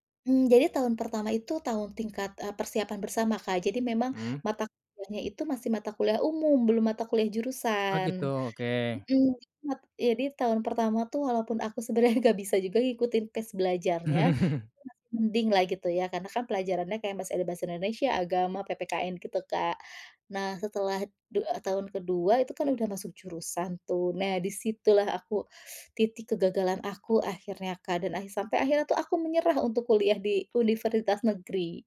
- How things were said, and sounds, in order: laughing while speaking: "sebenarnya"; in English: "pace"; laughing while speaking: "Mhm"
- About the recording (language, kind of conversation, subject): Indonesian, podcast, Pernahkah kamu mengalami momen kegagalan yang justru membuka peluang baru?